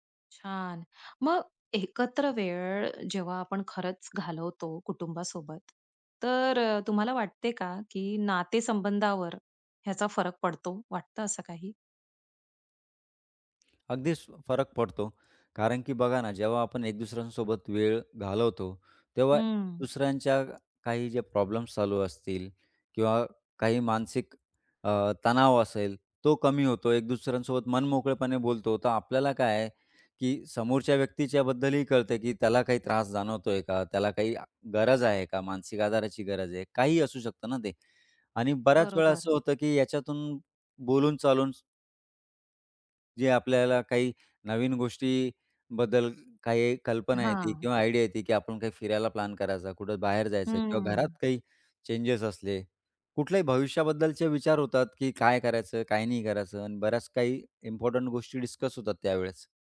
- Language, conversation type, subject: Marathi, podcast, कुटुंबासाठी एकत्र वेळ घालवणे किती महत्त्वाचे आहे?
- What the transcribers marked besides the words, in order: other background noise; tapping; in English: "आयडिया"